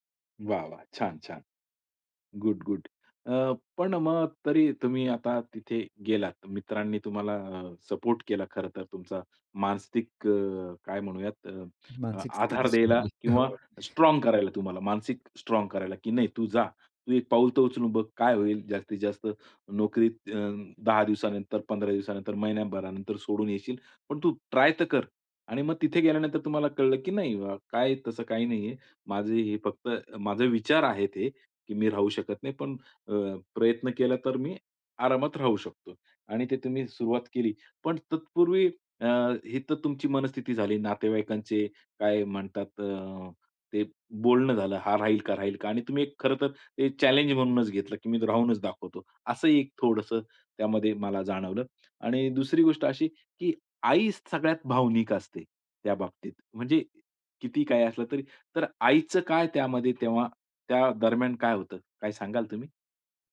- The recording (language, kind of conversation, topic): Marathi, podcast, तुमच्या आयुष्यातला सर्वात मोठा बदल कधी आणि कसा झाला?
- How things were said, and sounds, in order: none